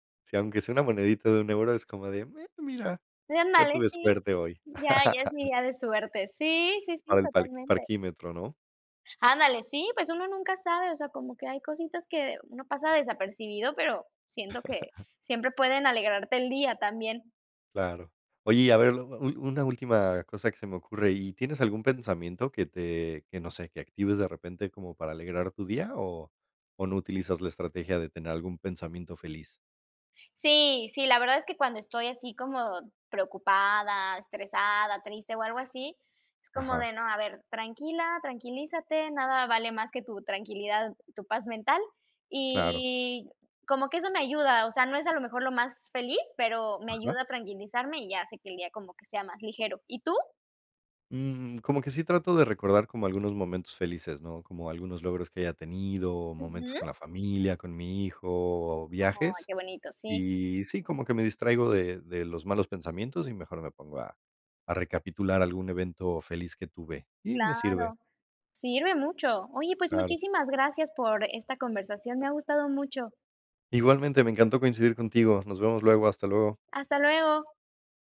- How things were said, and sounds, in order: chuckle; chuckle; drawn out: "y"
- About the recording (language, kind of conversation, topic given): Spanish, unstructured, ¿Qué te hace sonreír sin importar el día que tengas?